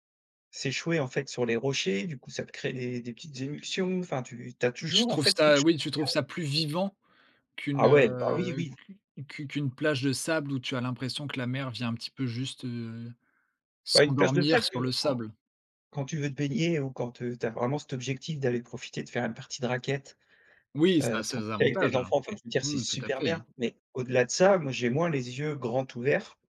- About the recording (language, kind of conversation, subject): French, podcast, Quel bruit naturel t’apaise instantanément ?
- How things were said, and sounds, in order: unintelligible speech